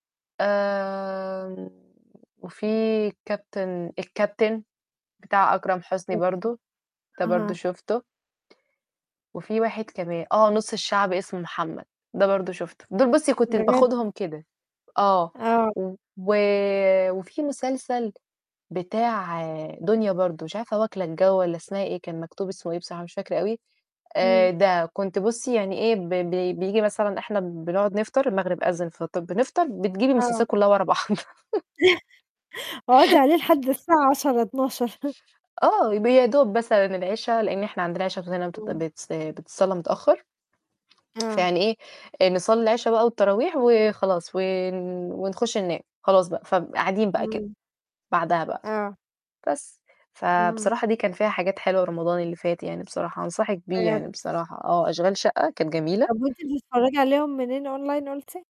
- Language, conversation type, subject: Arabic, unstructured, إيه أحسن فيلم اتفرجت عليه قريب وليه عجبك؟
- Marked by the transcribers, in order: unintelligible speech; chuckle; laugh; unintelligible speech; tapping; in English: "Online"